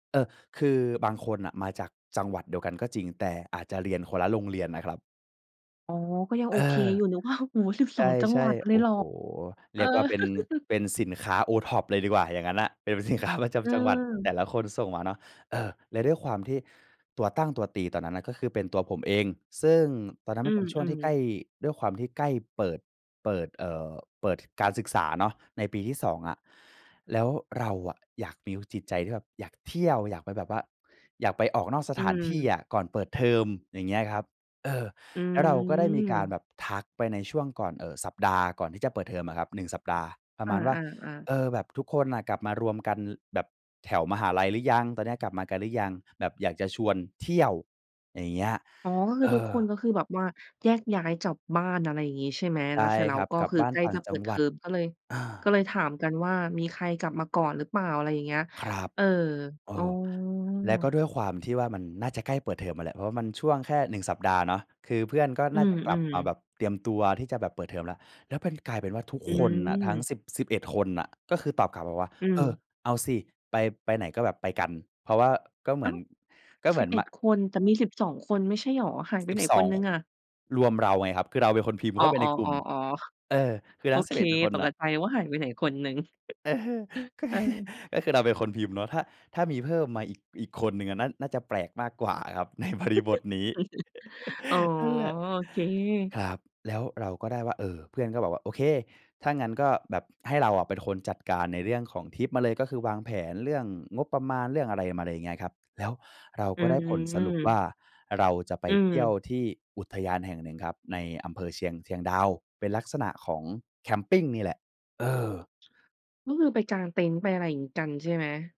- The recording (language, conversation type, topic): Thai, podcast, เล่าเกี่ยวกับประสบการณ์แคมป์ปิ้งที่ประทับใจหน่อย?
- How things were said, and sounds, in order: chuckle; laughing while speaking: "เป็นสินค้า"; laughing while speaking: "เออ ก็คือ"; chuckle; giggle; laughing while speaking: "ในบริบทนี้ นั่นแหละ"; chuckle; other background noise